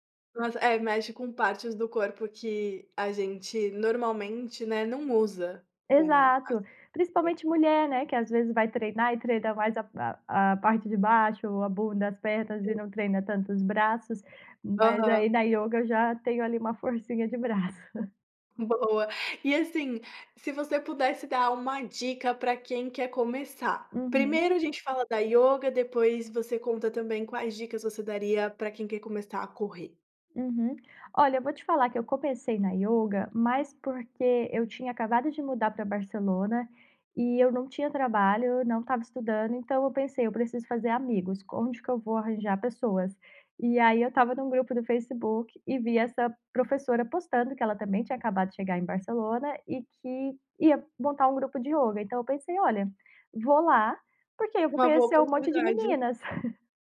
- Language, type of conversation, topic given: Portuguese, podcast, Que atividade ao ar livre te recarrega mais rápido?
- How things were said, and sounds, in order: unintelligible speech; chuckle; tapping; chuckle